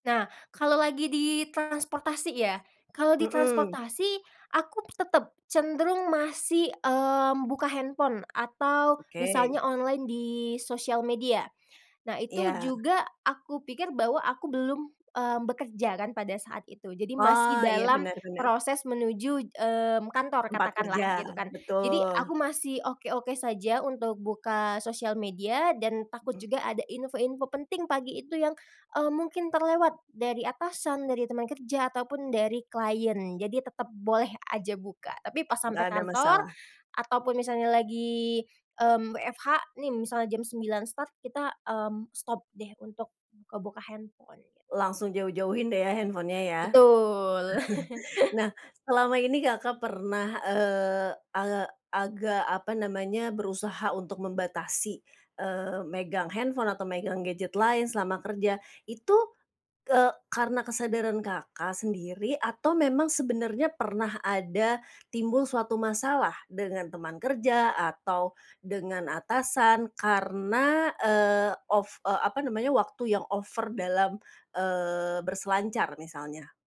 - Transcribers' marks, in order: chuckle
- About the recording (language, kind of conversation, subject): Indonesian, podcast, Bagaimana biasanya kamu mengatasi kecanduan layar atau media sosial?